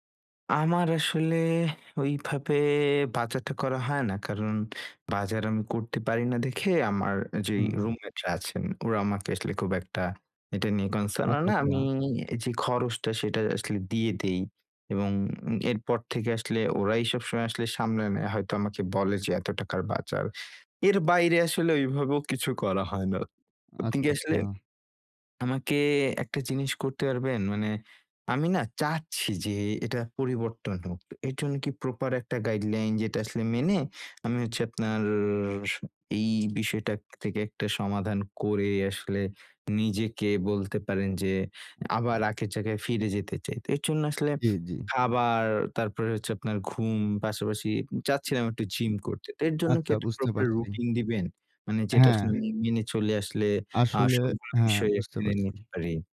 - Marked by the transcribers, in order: lip smack; in English: "concern"; other background noise; drawn out: "আপনার"
- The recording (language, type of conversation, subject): Bengali, advice, খাবার, ঘুম ও ব্যায়ামের রুটিন বজায় রাখতে আপনার কী সমস্যা হচ্ছে?